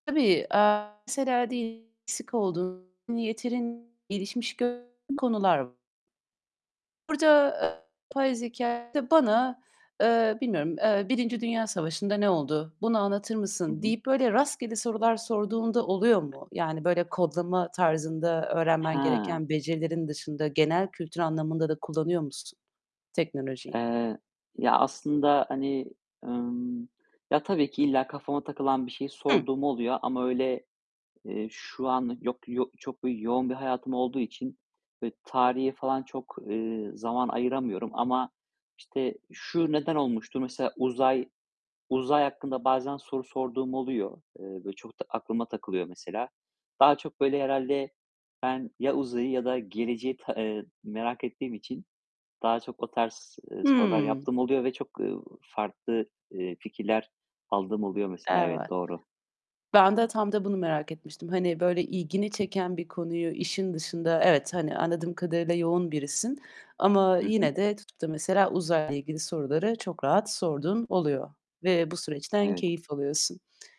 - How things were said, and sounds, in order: distorted speech; tapping; other background noise
- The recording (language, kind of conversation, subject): Turkish, podcast, Teknoloji sence öğrenme biçimlerimizi nasıl değiştirdi?